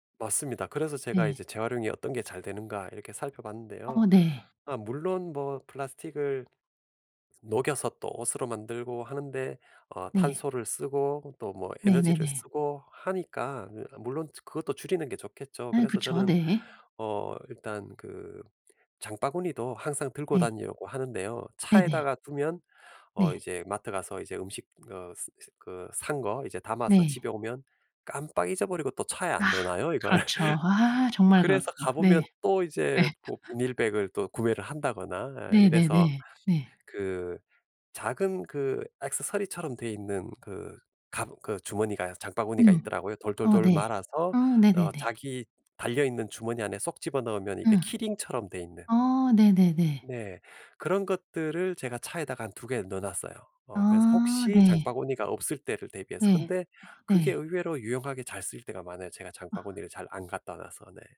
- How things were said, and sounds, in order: laugh; laugh; other background noise
- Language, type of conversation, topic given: Korean, podcast, 플라스틱 사용을 줄이는 가장 쉬운 방법은 무엇인가요?